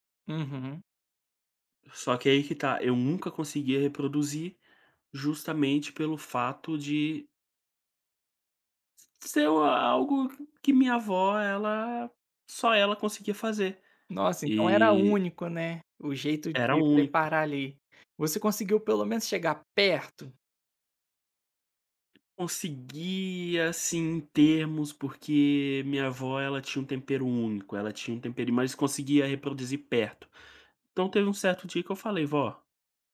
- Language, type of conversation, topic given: Portuguese, podcast, Como a comida da sua família ajudou a definir quem você é?
- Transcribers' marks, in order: tapping